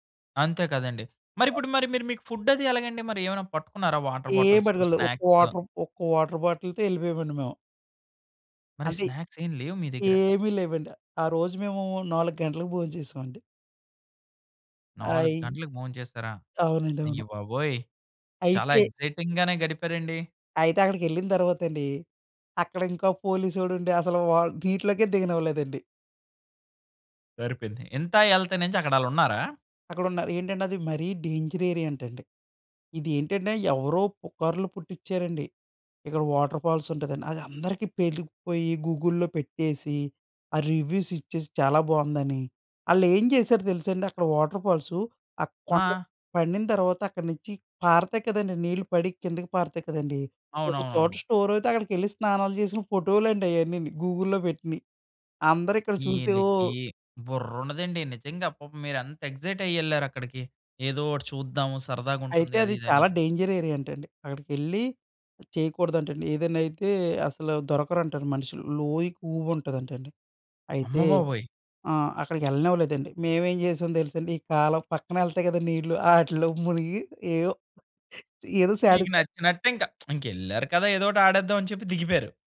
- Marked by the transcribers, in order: in English: "ఫుడ్"; in English: "వాటర్"; in English: "స్నాక్స్"; in English: "వాటర్"; in English: "వాటర్ బాటిల్‌తో"; in English: "స్నాక్స్"; in English: "ఎక్సైటింగ్‌గానే"; in English: "డేంజర్ ఏరియా"; in English: "వాటర్‌ఫాల్స్"; in English: "గూగుల్‌లో"; in English: "రివ్యూస్"; in English: "స్టోర్"; in English: "గూగుల్‌లో"; in English: "ఎక్సైట్"; in English: "డేంజర్ ఏరియా"; laughing while speaking: "ఆటిల్లో మునిగి ఏయో, ఏదో సాటిస్‌ఫై"; in English: "సాటిస్‌ఫై"; tsk
- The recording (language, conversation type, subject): Telugu, podcast, దగ్గర్లోని కొండ ఎక్కిన అనుభవాన్ని మీరు ఎలా వివరించగలరు?